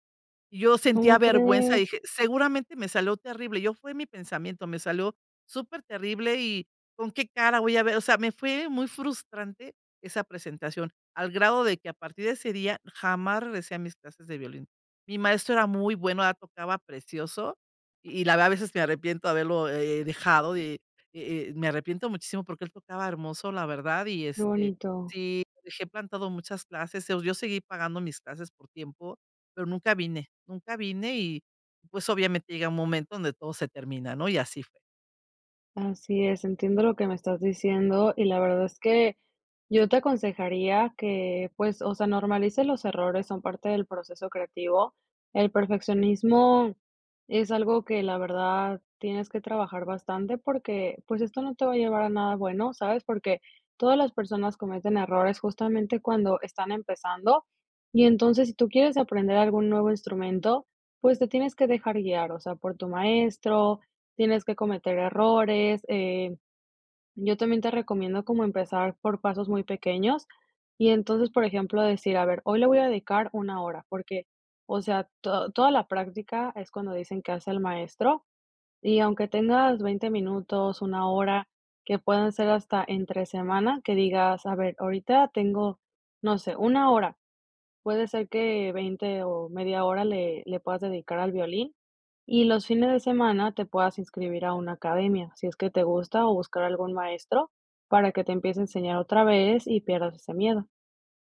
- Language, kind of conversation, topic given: Spanish, advice, ¿Cómo hace que el perfeccionismo te impida empezar un proyecto creativo?
- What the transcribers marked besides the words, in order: none